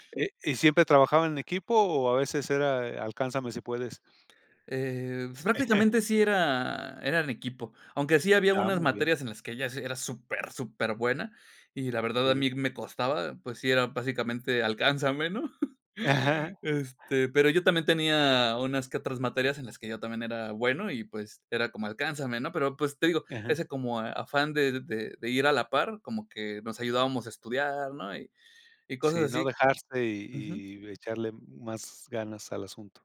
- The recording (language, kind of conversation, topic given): Spanish, podcast, ¿Quién fue la persona que más te guió en tu carrera y por qué?
- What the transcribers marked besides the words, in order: laugh; chuckle; laugh